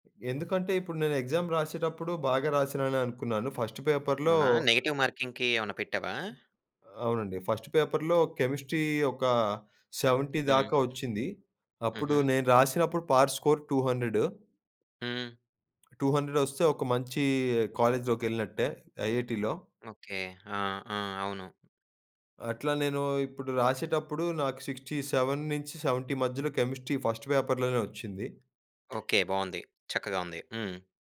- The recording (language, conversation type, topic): Telugu, podcast, మాటలకన్నా చర్యలతో మీ భావాలను ఎలా చూపిస్తారు?
- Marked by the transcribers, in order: in English: "ఎగ్జామ్"; in English: "ఫస్ట్ పేపర్‌లో"; in English: "నెగెటివ్ మార్కింగ్‌కి"; other background noise; in English: "ఫస్ట్ పేపర్‌లో కెమిస్ట్రీ"; in English: "సెవెంటీ"; in English: "పార్ట్ స్కోర్ టూ హండ్రెడ్"; tapping; in English: "టూ హండ్రెడ్"; in English: "కాలేజ్‌లోకెళ్ళినట్టే, ఐఐటీలో"; in English: "సిక్స్టీ సెవెన్ నుంచి సెవెంటీ"; in English: "కెమిస్ట్రీ ఫస్ట్ పేపర్‌లోనే"